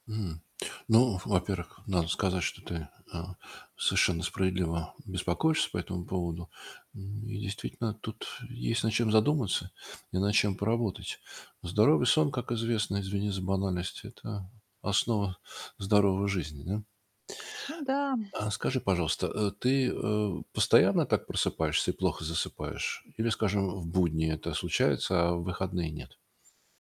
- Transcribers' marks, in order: static
- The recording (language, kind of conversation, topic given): Russian, advice, Как справиться с частыми ночными пробуждениями из-за тревожных мыслей?